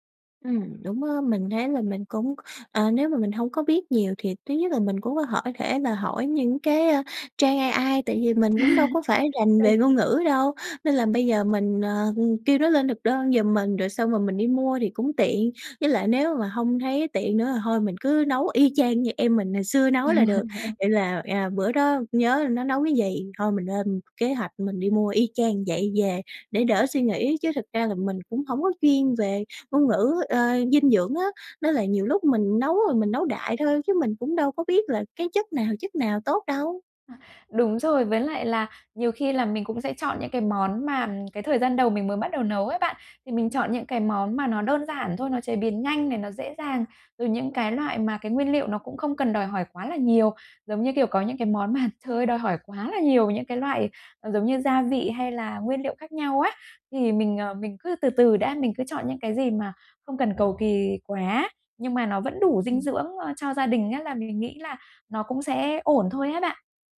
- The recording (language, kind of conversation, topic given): Vietnamese, advice, Làm sao để cân bằng dinh dưỡng trong bữa ăn hằng ngày một cách đơn giản?
- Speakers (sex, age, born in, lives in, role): female, 20-24, Vietnam, Vietnam, user; female, 35-39, Vietnam, Vietnam, advisor
- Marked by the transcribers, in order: chuckle; laugh